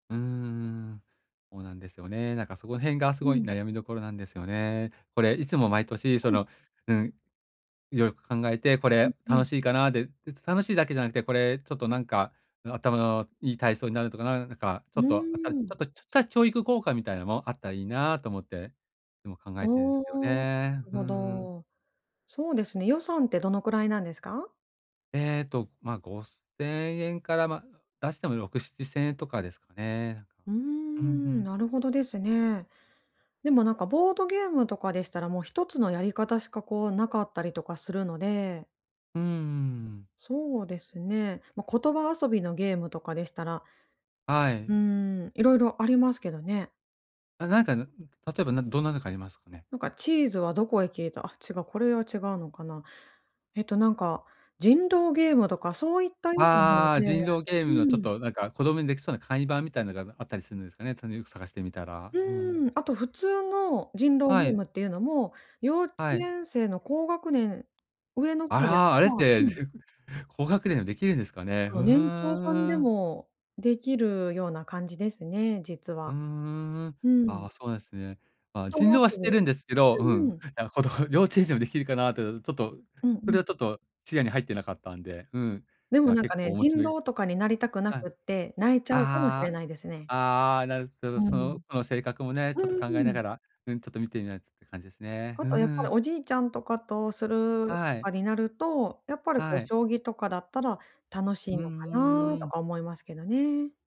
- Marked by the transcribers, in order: chuckle; "と思います" said as "とまする"; laughing while speaking: "なんか子供"
- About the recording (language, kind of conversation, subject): Japanese, advice, 予算内で満足できる買い物をするにはどうすればいいですか？